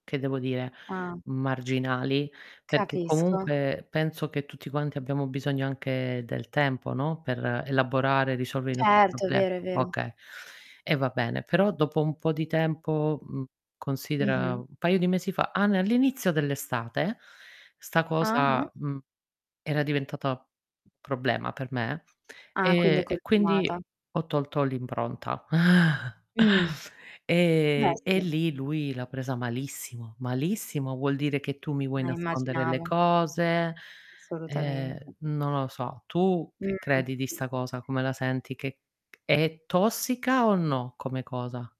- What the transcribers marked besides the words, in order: distorted speech; other background noise; chuckle; "Assolutamente" said as "solutamente"; tapping
- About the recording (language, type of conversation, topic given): Italian, advice, Perché continui a tornare in relazioni dannose o tossiche?